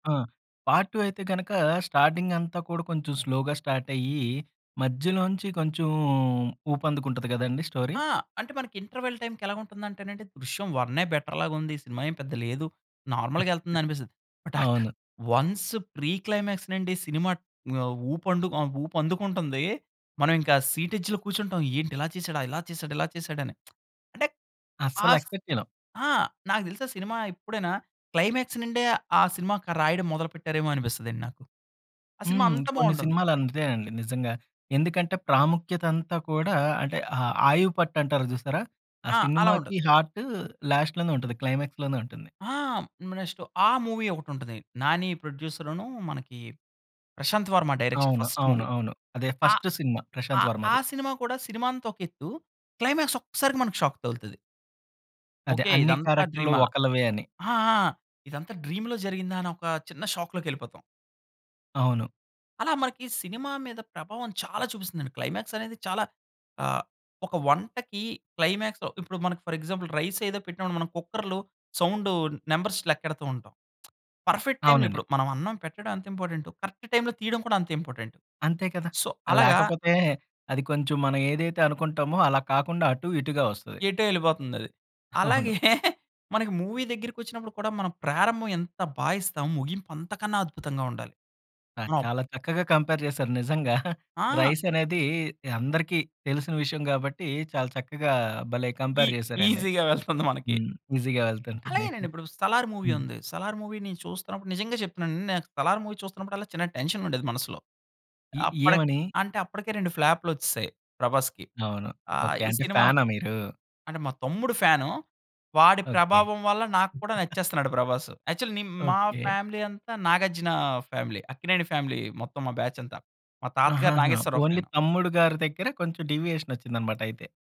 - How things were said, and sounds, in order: in English: "పార్ట్ 2"; in English: "స్లోగా"; in English: "స్టోరీ?"; in English: "ఇంటర్వల్"; in English: "బెటర్"; chuckle; in English: "బట్ అ వన్స్ ప్రీ క్లైమాక్స్"; in English: "సీటెడ్జ్‌లో"; lip smack; in English: "ఎక్స్పెక్ట్"; in English: "క్లైమాక్స్"; tapping; in English: "హార్ట్ లాస్ట్"; in English: "క్లైమాక్స్"; in English: "మూవీ"; in English: "ఫస్ట్ మూవీ"; in English: "ఫస్ట్"; in English: "క్లైమాక్స్"; in English: "షాక్"; in English: "డ్రీమ్‌లో"; stressed: "చాలా"; in English: "క్లైమాక్స్"; in English: "క్లైమాక్స్‌లో"; in English: "ఫర్ ఎగ్జాంపుల్ రైస్"; in English: "కుక్కర్‌లో"; in English: "నంబర్స్"; other background noise; in English: "పర్ఫెక్ట్"; in English: "ఇంపార్టెంటో, కరెక్ట్"; in English: "సో"; chuckle; in English: "మూవీ"; other noise; in English: "కంపేర్"; chuckle; in English: "ఈ ఈజీ‌గా"; in English: "కంపేర్"; in English: "ఈజీగా"; in English: "మూవీ"; in English: "మూవీ‌ని"; in English: "మూవీ"; chuckle; in English: "యాక్చువల్లీ"; in English: "ఫ్యామిలీ"; in English: "ఫ్యామిలీ"; in English: "ఫ్యామిలీ"; in English: "బ్యాచ్"; in English: "ఓన్లీ"; in English: "డీవియేషన్"
- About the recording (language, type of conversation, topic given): Telugu, podcast, సినిమా ముగింపు బాగుంటే ప్రేక్షకులపై సినిమా మొత్తం ప్రభావం ఎలా మారుతుంది?